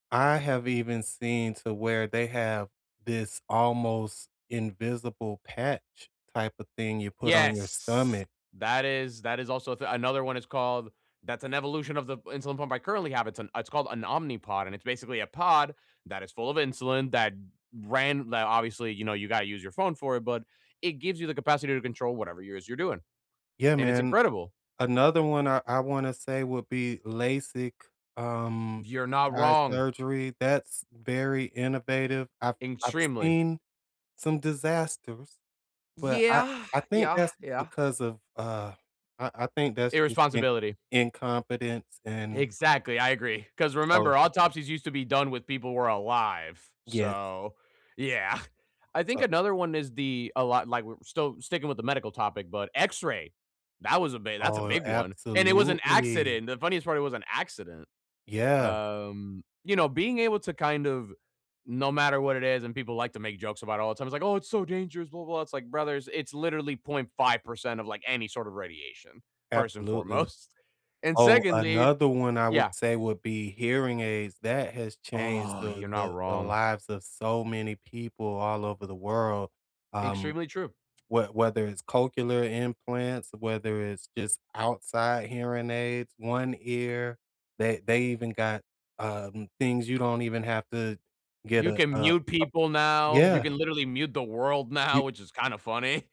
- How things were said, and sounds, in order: "Extremely" said as "Ingstremely"; chuckle; laughing while speaking: "foremost"; tapping; laughing while speaking: "funny"
- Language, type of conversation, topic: English, unstructured, What invention do you think has changed the world the most?